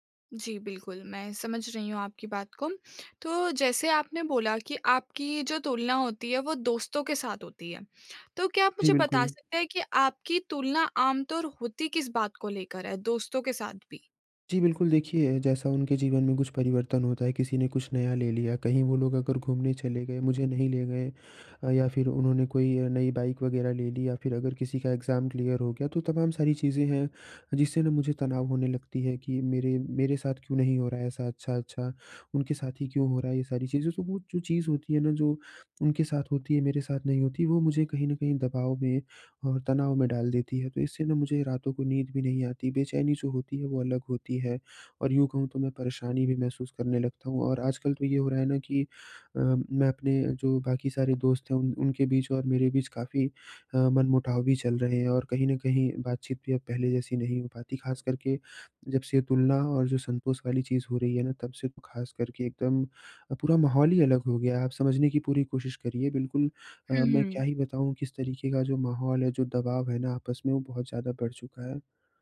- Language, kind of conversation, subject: Hindi, advice, मैं दूसरों से अपनी तुलना कम करके अधिक संतोष कैसे पा सकता/सकती हूँ?
- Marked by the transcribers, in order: in English: "एग्ज़ाम क्लियर"